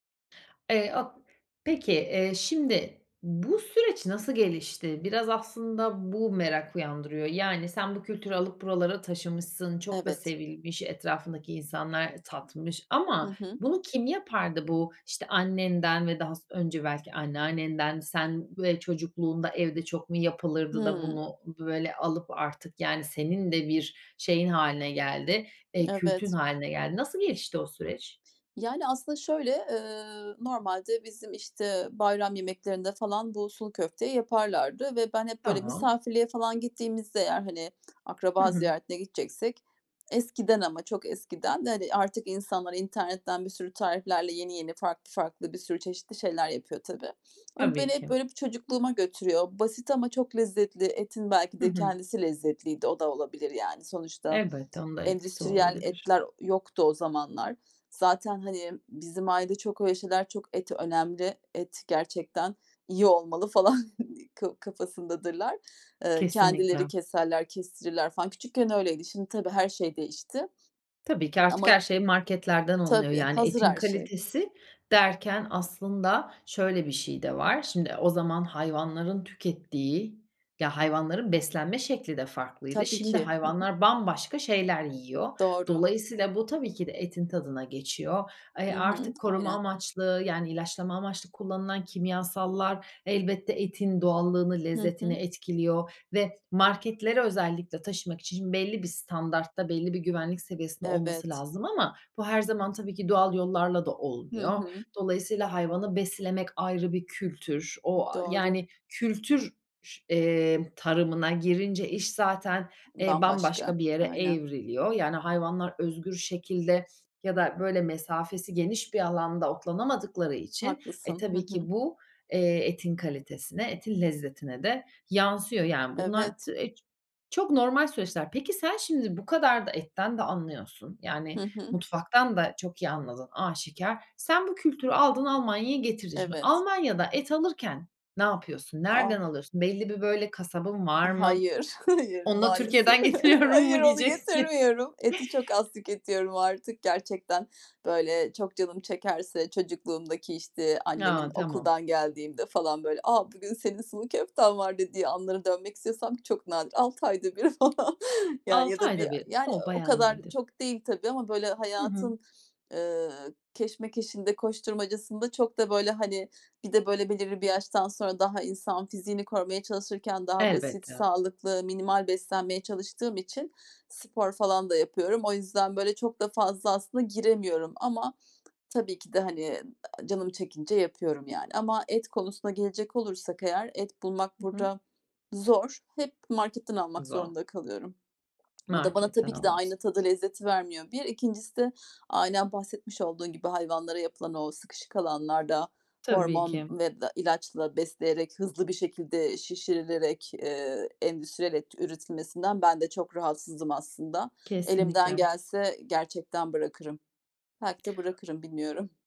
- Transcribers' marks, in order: unintelligible speech; laughing while speaking: "falan"; tapping; other background noise; "beslemek" said as "besilemek"; chuckle; laughing while speaking: "hayır, maalesef. Hayır, onu getirmiyorum"; laughing while speaking: "getiriyorum mu diyeceksin?"; chuckle; laughing while speaking: "ayda bir falan"; swallow
- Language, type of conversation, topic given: Turkish, podcast, Tarifleri kuşaktan kuşağa nasıl aktarıyorsun?